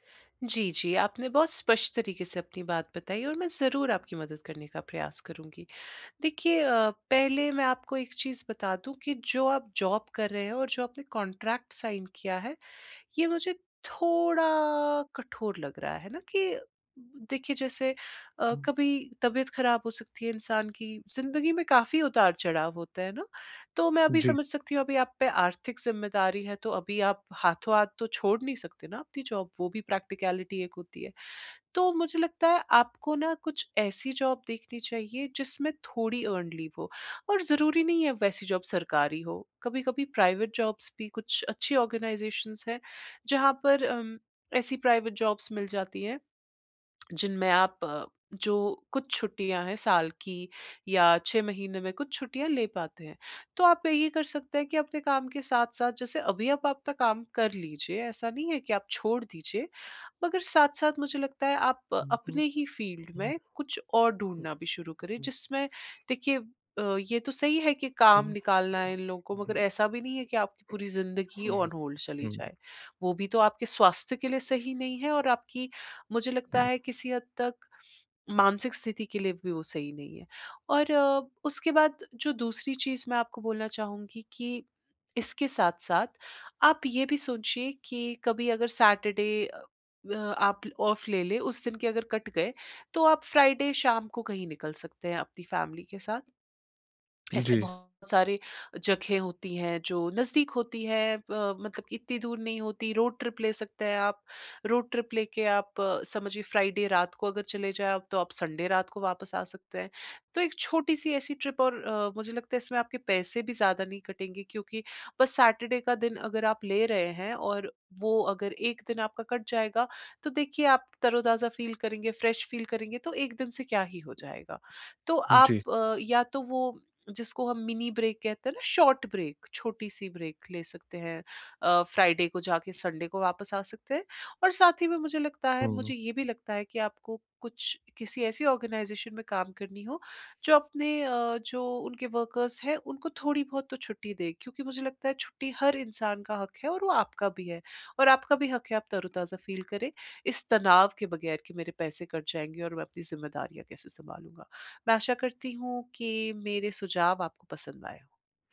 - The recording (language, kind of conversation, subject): Hindi, advice, मैं छुट्टियों में यात्रा की योजना बनाते समय तनाव कैसे कम करूँ?
- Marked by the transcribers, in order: in English: "जॉब"; in English: "कॉन्ट्रैक्ट साइन"; in English: "जॉब"; in English: "प्रक्टिकैलिटी"; in English: "जॉब"; in English: "अर्न्ड लीव"; in English: "जॉब"; in English: "प्राइवेट जॉब्स"; in English: "आर्गेनाइजेशंस"; in English: "प्राइवेट जॉब्स"; tapping; in English: "फ़ील्ड"; other noise; in English: "ऑन होल्ड"; other background noise; in English: "सैटरडे"; in English: "ऑफ़"; in English: "फ्राइडे"; in English: "फ़ैमिली"; in English: "रोड ट्रिप"; in English: "रोड ट्रिप"; in English: "फ्राइडे"; in English: "संडे"; in English: "ट्रिप"; in English: "सैटरडे"; in English: "फ़ील"; in English: "फ़्रेश फ़ील"; in English: "मिनी ब्रेक"; in English: "शॉर्ट ब्रेक"; in English: "ब्रेक"; in English: "फ्राइडे"; in English: "संडे"; in English: "आर्गेनाइज़ेशन"; in English: "वर्कर्स"; in English: "फ़ील"